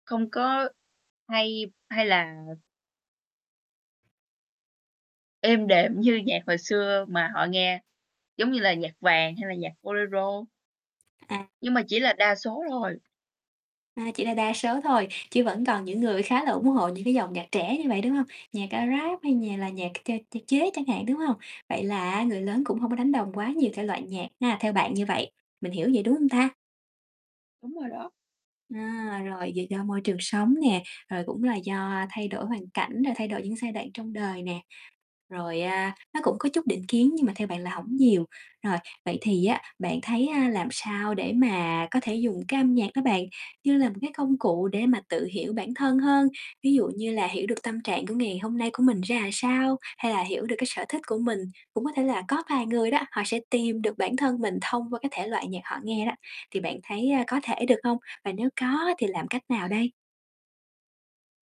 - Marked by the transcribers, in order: laughing while speaking: "như"; static; distorted speech; tapping; "làm" said as "ừn"
- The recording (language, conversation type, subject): Vietnamese, podcast, Âm nhạc bạn nghe phản ánh con người bạn như thế nào?